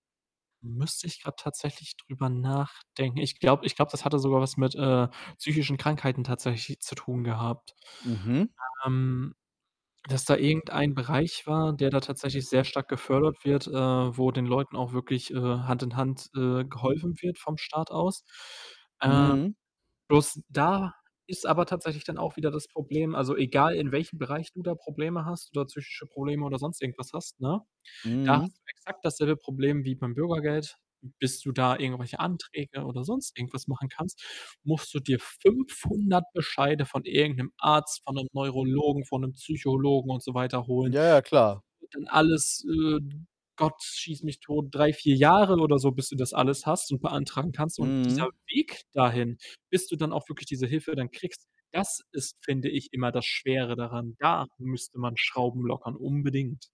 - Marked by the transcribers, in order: other background noise; distorted speech; tapping
- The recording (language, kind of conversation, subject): German, unstructured, Findest du, dass die Regierung genug gegen soziale Probleme unternimmt?